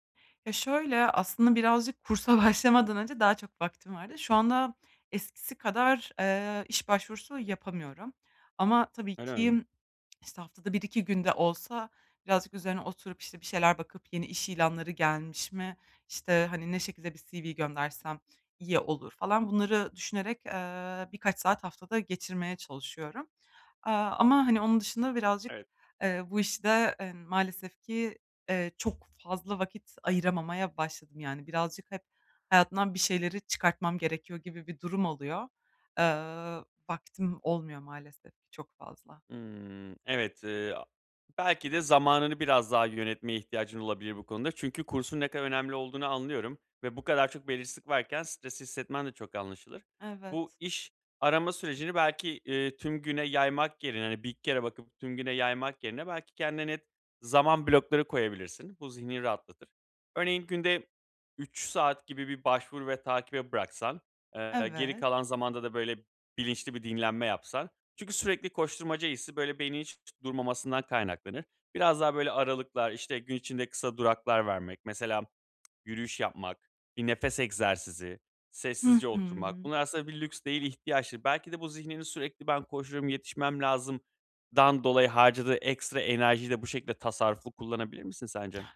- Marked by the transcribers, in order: other background noise; laughing while speaking: "kursa başlamadan"; tapping
- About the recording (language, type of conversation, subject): Turkish, advice, Gün içinde bunaldığım anlarda hızlı ve etkili bir şekilde nasıl topraklanabilirim?